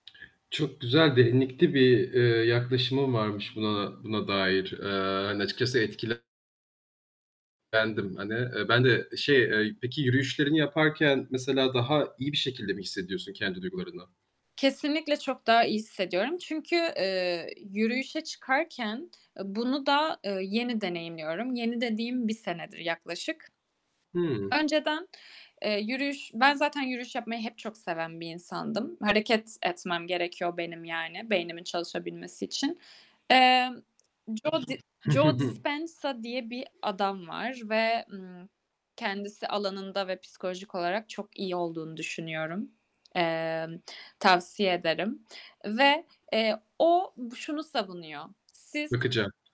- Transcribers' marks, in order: static; tapping; distorted speech; other background noise
- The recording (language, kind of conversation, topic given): Turkish, podcast, Stresle başa çıkarken sence hangi alışkanlıklar işe yarıyor?